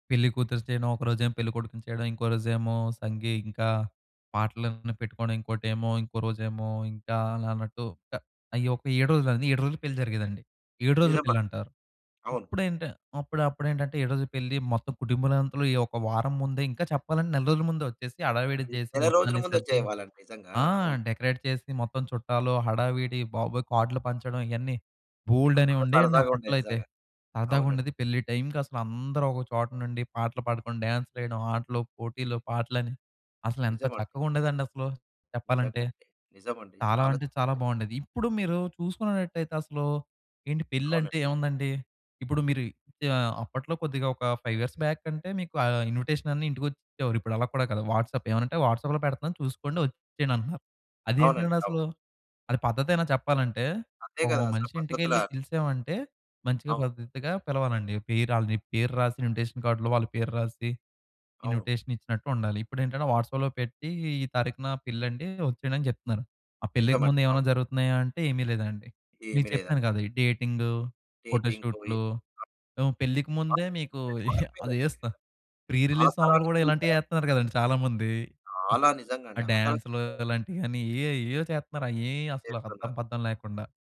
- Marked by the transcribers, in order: in English: "డెకరేట్"; in English: "ఫైవ్ ఇయర్స్ బ్యాక్"; in English: "ఇన్విటేషన్"; in English: "వాట్సాప్"; in English: "వాట్సాప్‌లో"; in English: "ఇన్విటేషన్ కార్డ్‌లో"; in English: "ఇన్విటేషన్"; in English: "వాట్సాప్‌లో"; in English: "డేటింగ్"; other background noise; in English: "అప్‌డేట్"; giggle; in English: "ప్రీ రిలీజ్"
- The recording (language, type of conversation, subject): Telugu, podcast, తరాల మధ్య సరైన పరస్పర అవగాహన పెరగడానికి మనం ఏమి చేయాలి?